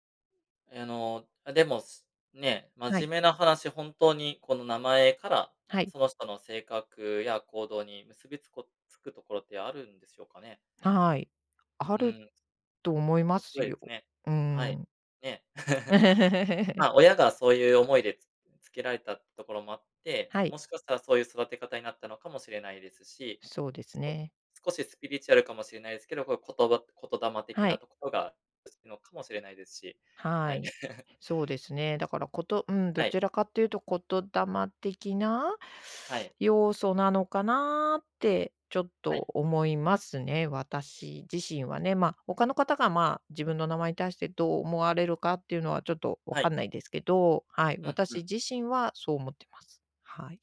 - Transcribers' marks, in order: giggle; giggle
- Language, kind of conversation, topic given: Japanese, podcast, 名前の由来や呼び方について教えてくれますか？